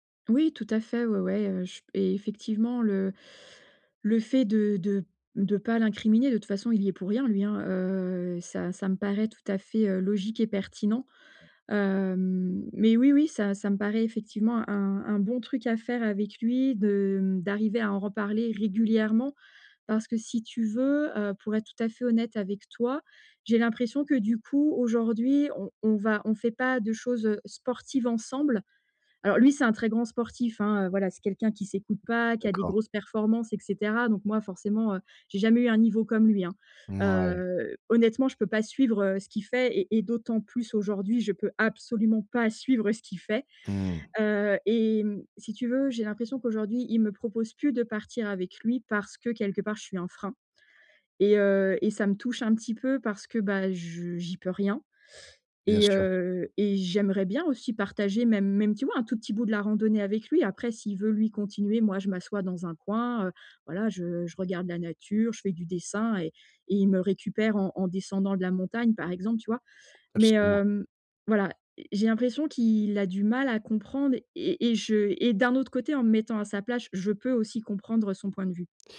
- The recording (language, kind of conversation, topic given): French, advice, Dire ses besoins sans honte
- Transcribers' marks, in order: tapping